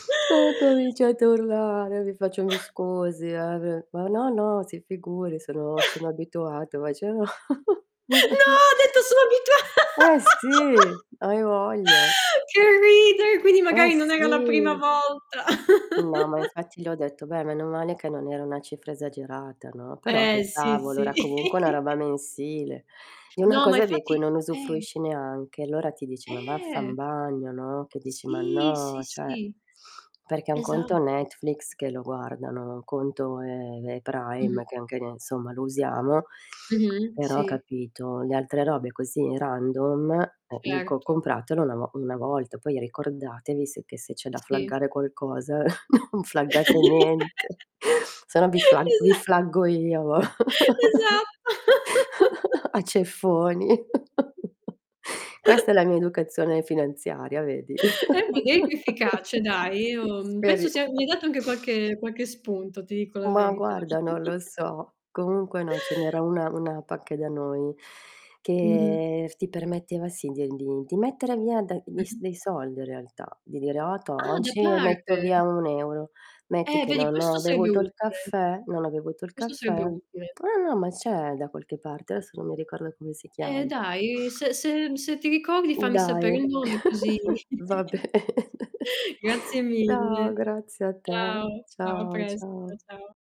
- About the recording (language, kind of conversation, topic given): Italian, unstructured, Quali piccoli cambiamenti hai fatto per migliorare la tua situazione finanziaria?
- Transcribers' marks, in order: static; chuckle; chuckle; chuckle; unintelligible speech; drawn out: "No"; laughing while speaking: "no"; chuckle; laughing while speaking: "abitua"; distorted speech; laugh; other background noise; drawn out: "sì"; chuckle; chuckle; unintelligible speech; drawn out: "Eh"; drawn out: "Sì"; tapping; drawn out: "no"; "cioè" said as "ceh"; sniff; drawn out: "è"; sniff; in English: "random"; chuckle; laughing while speaking: "Esa"; in English: "flaggare"; chuckle; laughing while speaking: "Esa"; in English: "flaggate"; laughing while speaking: "niente"; chuckle; in English: "flaggo"; chuckle; laughing while speaking: "ceffoni"; chuckle; unintelligible speech; drawn out: "Io"; laugh; laughing while speaking: "Ah, sì, speria"; "anche" said as "pacche"; drawn out: "che"; "soldi" said as "solde"; "oggi" said as "occi"; "sarebbe" said as "seebbe"; chuckle; laughing while speaking: "Va ben"; chuckle; drawn out: "No"; chuckle